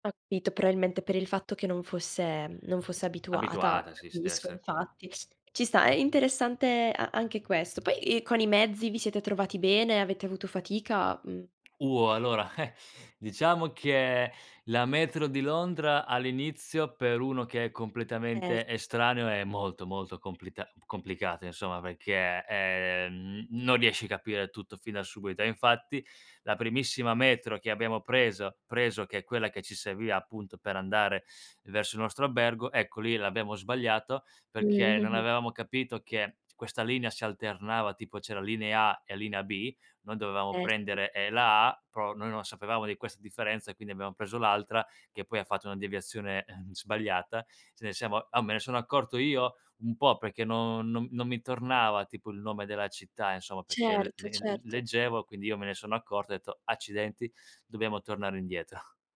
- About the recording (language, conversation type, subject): Italian, podcast, Qual è un viaggio che non dimenticherai mai?
- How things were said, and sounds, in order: "capito" said as "cpito"; "probabilmente" said as "proabilmente"; tapping; other background noise; laughing while speaking: "eh"; "albergo" said as "abbergo"; chuckle; "però" said as "prò"; "perché" said as "pecché"